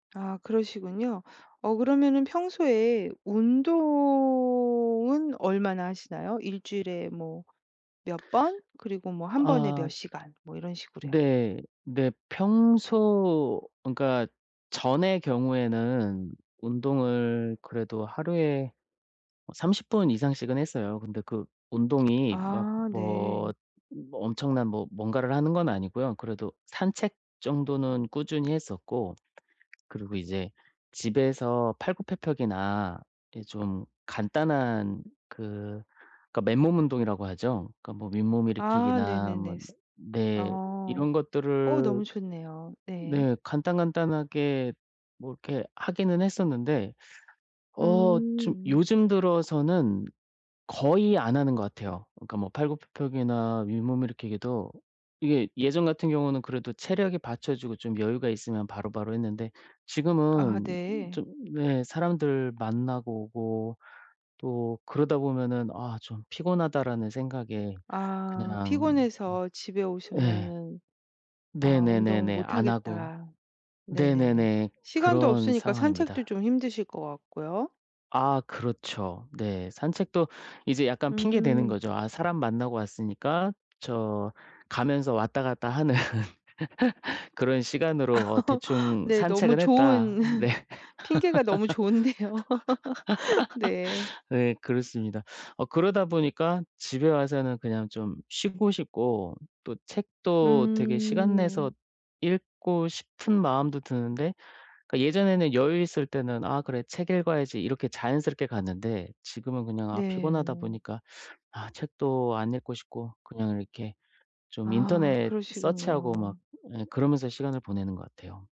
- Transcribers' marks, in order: other background noise; tapping; laughing while speaking: "하는"; laugh; laughing while speaking: "네"; laugh; laughing while speaking: "좋은데요"; laugh; in English: "search하고"
- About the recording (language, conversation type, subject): Korean, advice, 시간이 부족할 때 취미와 다른 일의 우선순위를 어떻게 정해야 하나요?